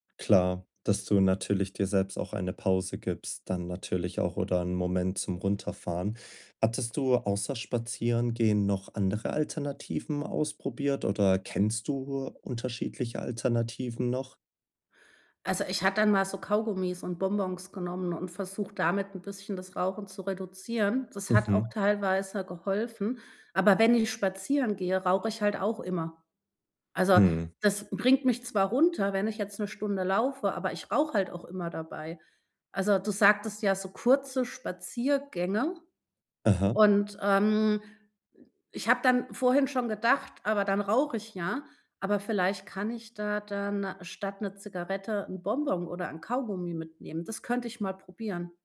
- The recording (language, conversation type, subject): German, advice, Wie kann ich mit starken Gelüsten umgehen, wenn ich gestresst bin?
- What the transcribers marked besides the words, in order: none